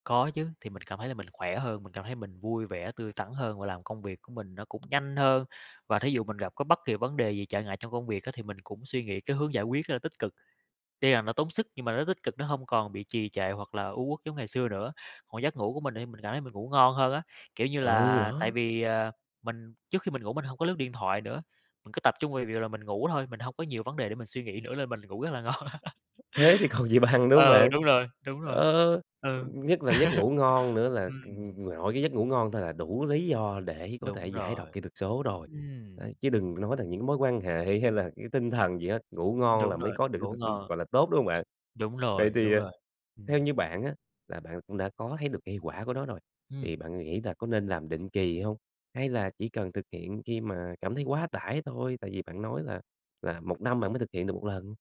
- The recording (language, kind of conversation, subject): Vietnamese, podcast, Bạn đã từng thử cai nghiện kỹ thuật số chưa, và kết quả ra sao?
- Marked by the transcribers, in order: tapping; laughing while speaking: "ngon"; laugh; laughing while speaking: "còn gì bằng"; laugh; other background noise